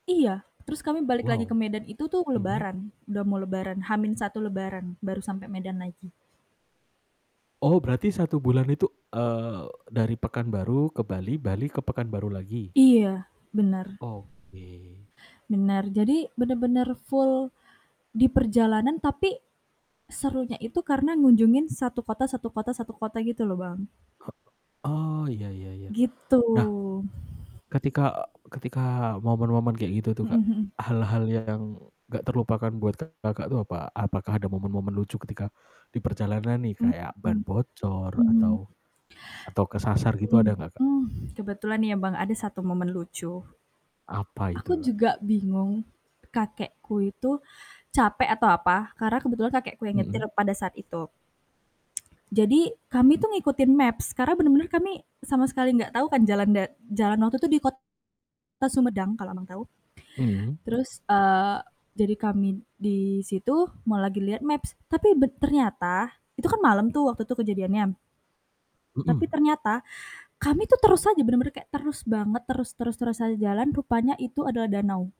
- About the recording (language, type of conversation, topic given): Indonesian, podcast, Kapan terakhir kali kamu merasa sangat bersyukur dan apa yang terjadi saat itu?
- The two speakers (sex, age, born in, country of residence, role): female, 20-24, Indonesia, Indonesia, guest; male, 25-29, Indonesia, Indonesia, host
- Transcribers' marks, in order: static; other background noise; distorted speech; tsk; in English: "maps"; tapping; in English: "maps"